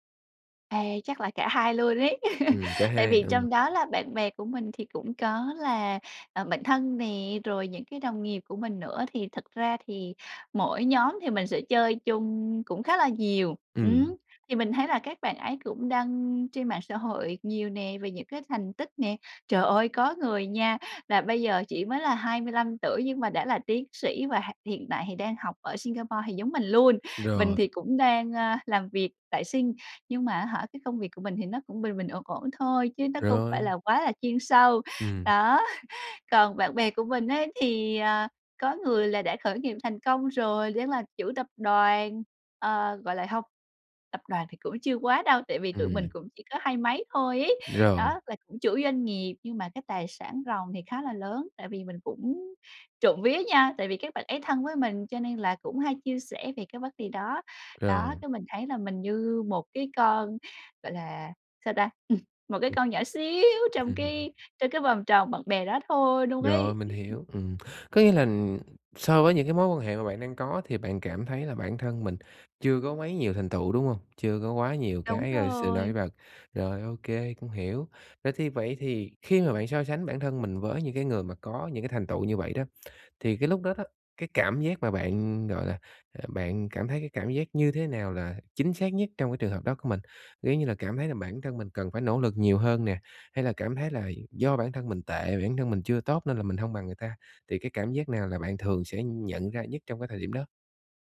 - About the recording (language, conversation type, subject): Vietnamese, advice, Làm sao để giảm áp lực khi mình hay so sánh bản thân với người khác?
- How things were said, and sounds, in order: laugh; chuckle; tapping; laugh